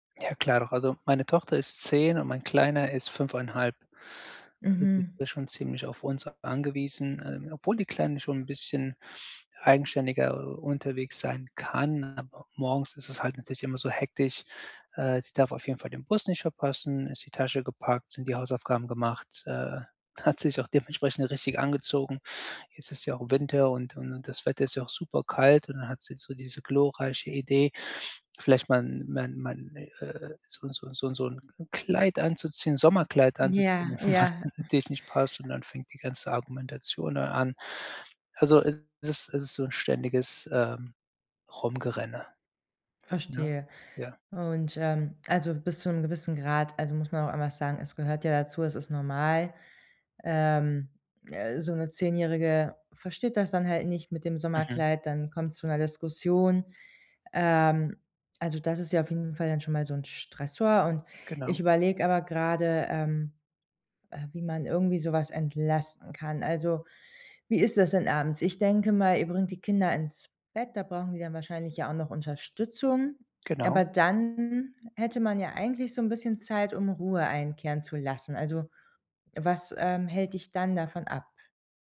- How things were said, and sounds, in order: chuckle; laughing while speaking: "was natürlich"
- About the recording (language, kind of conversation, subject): German, advice, Wie kann ich abends besser zur Ruhe kommen?